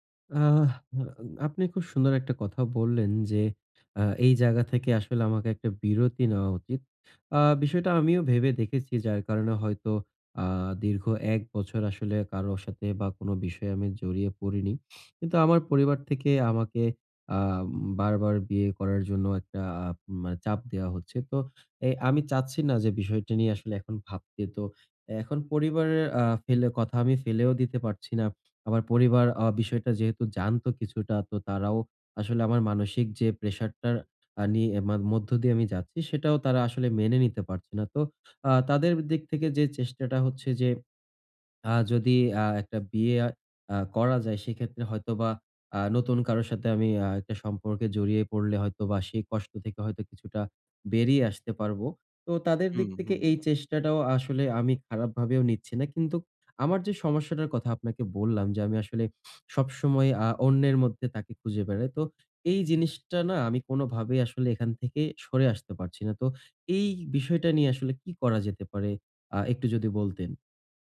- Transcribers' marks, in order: none
- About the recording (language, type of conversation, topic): Bengali, advice, ব্রেকআপের পরে আমি কীভাবে ধীরে ধীরে নিজের পরিচয় পুনর্গঠন করতে পারি?
- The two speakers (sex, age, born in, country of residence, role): male, 20-24, Bangladesh, Bangladesh, advisor; male, 20-24, Bangladesh, Bangladesh, user